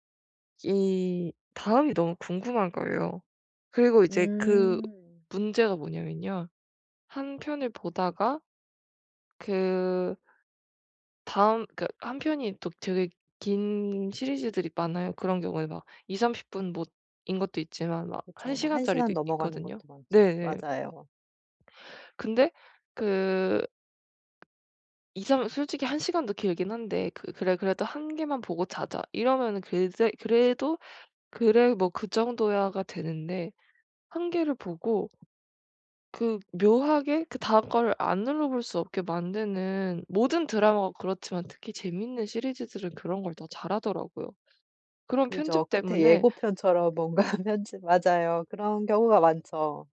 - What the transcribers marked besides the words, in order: other background noise; laughing while speaking: "뭔가"
- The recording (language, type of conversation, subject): Korean, advice, 디지털 기기 사용을 줄이고 건강한 사용 경계를 어떻게 정할 수 있을까요?